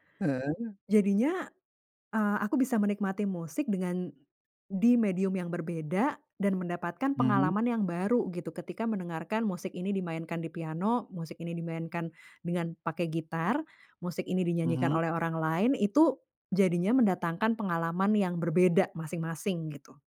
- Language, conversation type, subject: Indonesian, podcast, Bagaimana pengaruh media sosial terhadap cara kita menikmati musik?
- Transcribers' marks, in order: none